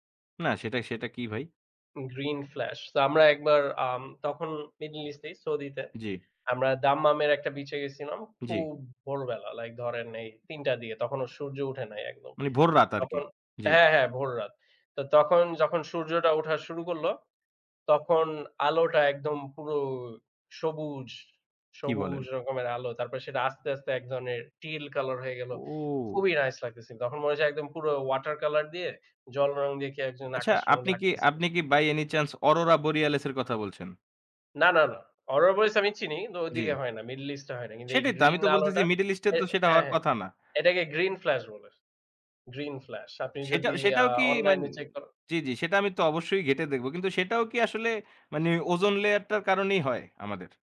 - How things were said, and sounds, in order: in English: "Green flash"; in English: "middle east"; in English: "teal"; in English: "water colour"; in English: "by any chance aurora boreals"; in English: "Aurora boreals"; in English: "middle east"; in English: "middle east"; in English: "green flash"; in English: "Green flash"; in English: "ozone layer"
- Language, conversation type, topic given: Bengali, unstructured, তোমার পরিবারের সবচেয়ে প্রিয় স্মৃতি কোনটি?
- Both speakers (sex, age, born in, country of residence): male, 25-29, Bangladesh, Bangladesh; male, 25-29, Bangladesh, Bangladesh